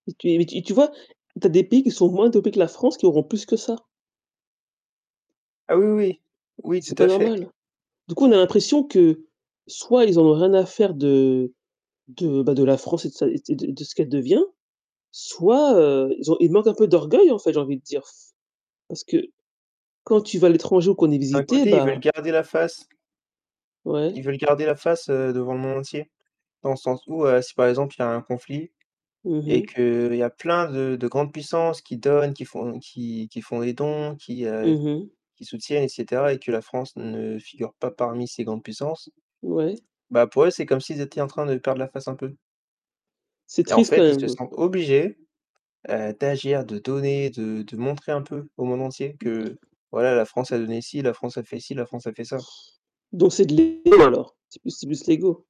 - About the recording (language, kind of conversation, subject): French, unstructured, Qu’est-ce qui te met en colère dans la société actuelle ?
- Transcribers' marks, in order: tapping; static; distorted speech; other background noise; unintelligible speech; blowing